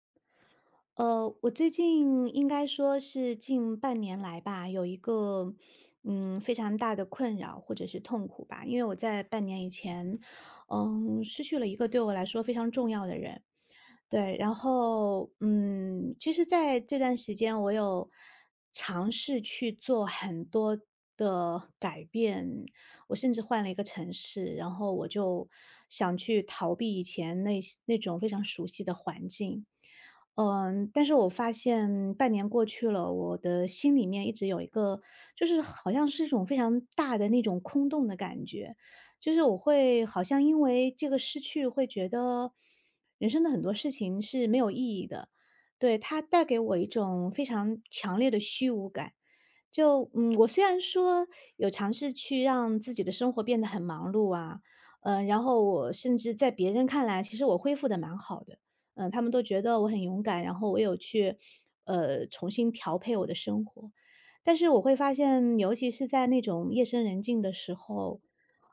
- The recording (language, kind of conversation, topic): Chinese, advice, 为什么我在经历失去或突发变故时会感到麻木，甚至难以接受？
- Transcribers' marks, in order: tsk